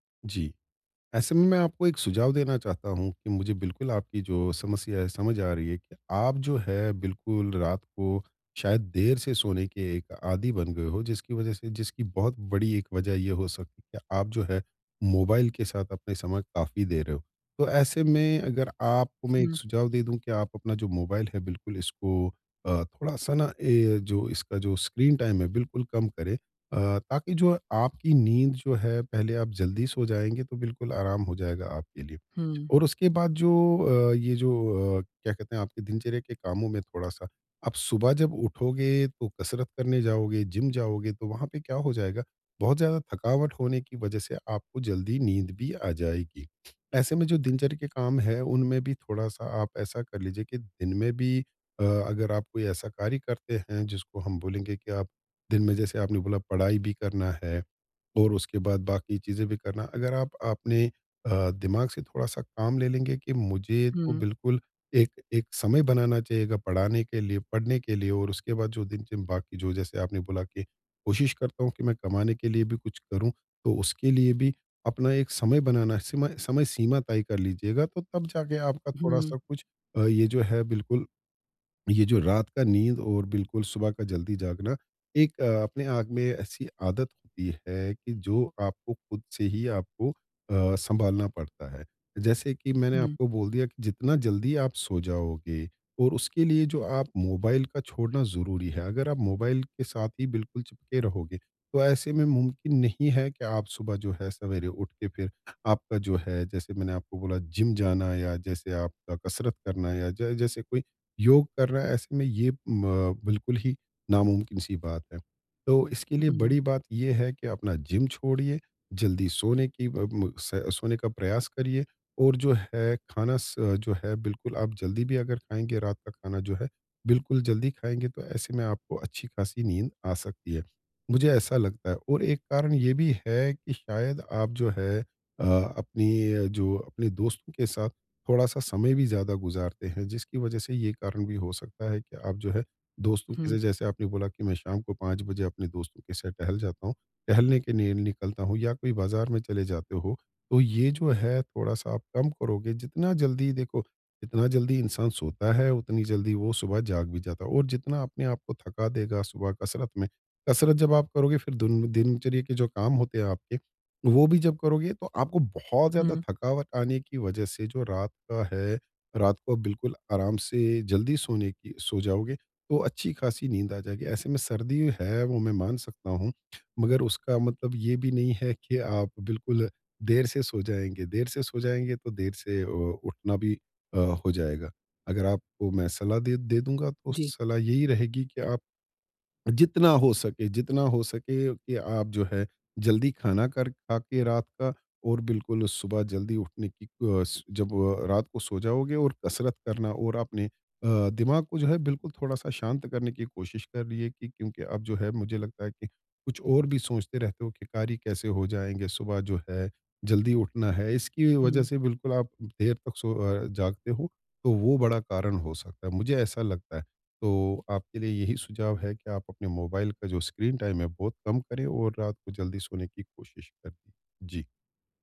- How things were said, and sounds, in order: in English: "स्क्रीन टाइम"; other background noise; in English: "स्क्रीन टाइम"
- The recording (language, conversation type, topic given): Hindi, advice, मैं नियमित रूप से सोने और जागने की दिनचर्या कैसे बना सकता/सकती हूँ?
- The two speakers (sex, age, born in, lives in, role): male, 20-24, India, India, user; male, 50-54, India, India, advisor